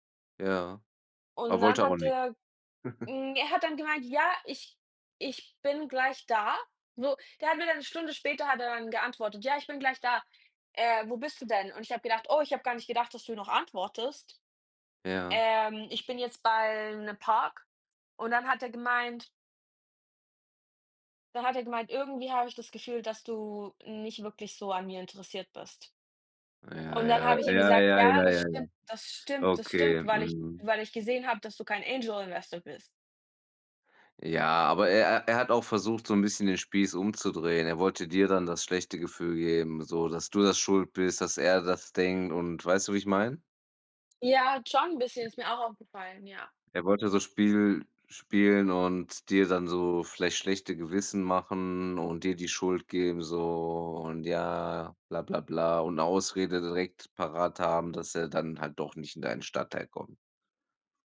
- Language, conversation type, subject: German, unstructured, Wie reagierst du, wenn dein Partner nicht ehrlich ist?
- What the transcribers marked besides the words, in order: chuckle; in English: "Angel Investor"; other noise